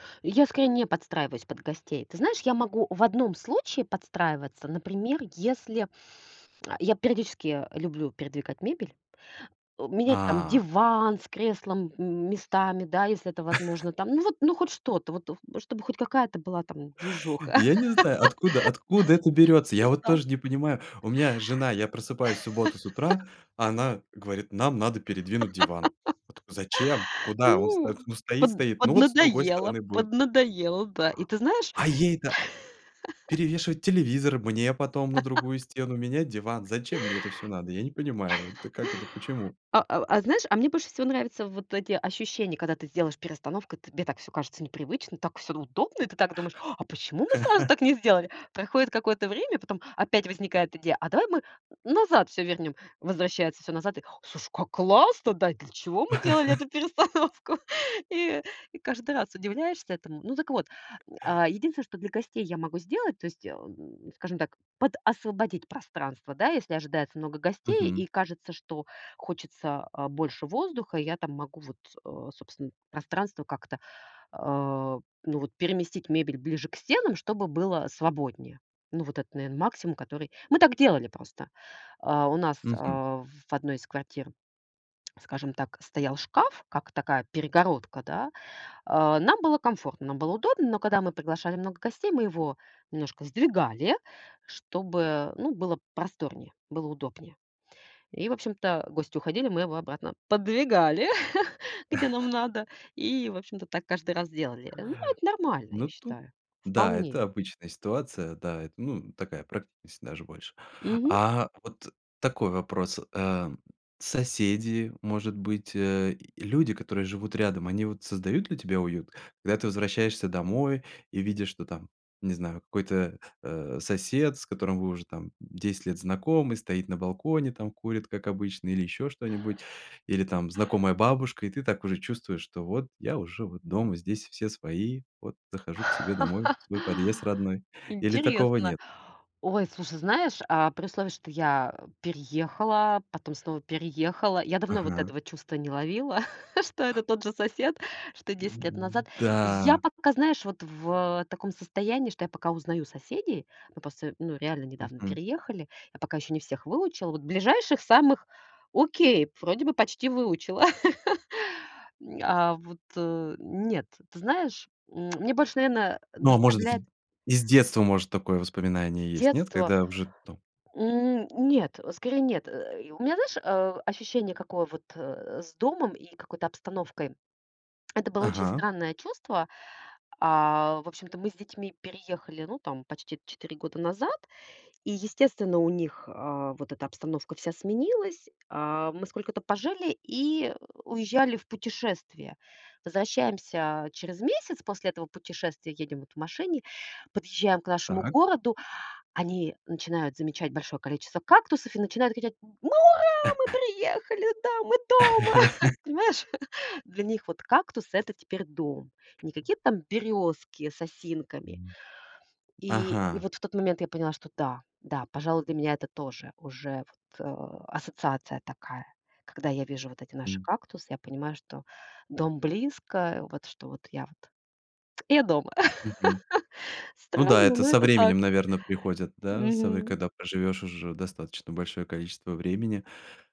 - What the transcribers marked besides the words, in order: tapping; chuckle; laugh; laugh; laugh; other noise; laugh; chuckle; "тебе" said as "тыбе"; laugh; gasp; laugh; laughing while speaking: "перестановку?"; chuckle; laugh; chuckle; laugh; chuckle; laugh; put-on voice: "Мы ура, мы приехали, да, мы дома!"; joyful: "Мы ура, мы приехали, да, мы дома!"; chuckle; laugh
- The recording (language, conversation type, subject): Russian, podcast, Что делает дом по‑настоящему тёплым и приятным?